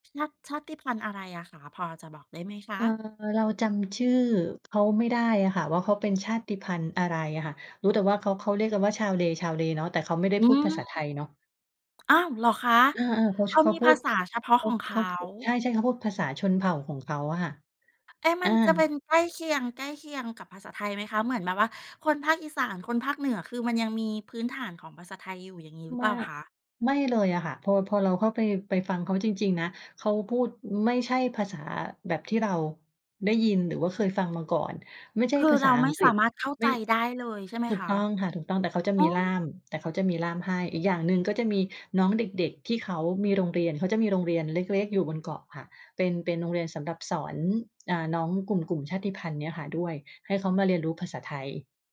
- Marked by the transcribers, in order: none
- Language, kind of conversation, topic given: Thai, podcast, เล่าเรื่องหนึ่งที่คุณเคยเจอแล้วรู้สึกว่าได้เยียวยาจิตใจให้ฟังหน่อยได้ไหม?